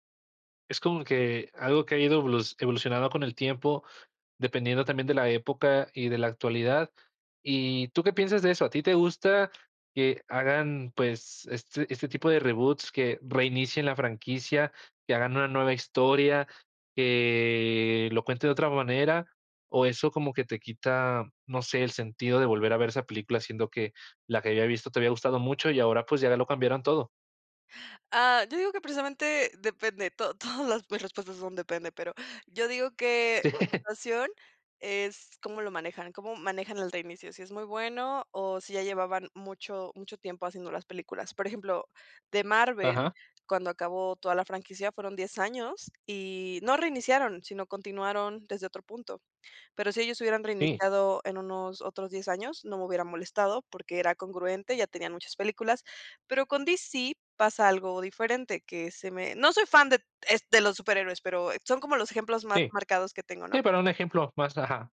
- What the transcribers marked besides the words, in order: laughing while speaking: "todas"; laughing while speaking: "Sí"
- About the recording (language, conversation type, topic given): Spanish, podcast, ¿Por qué crees que amamos los remakes y reboots?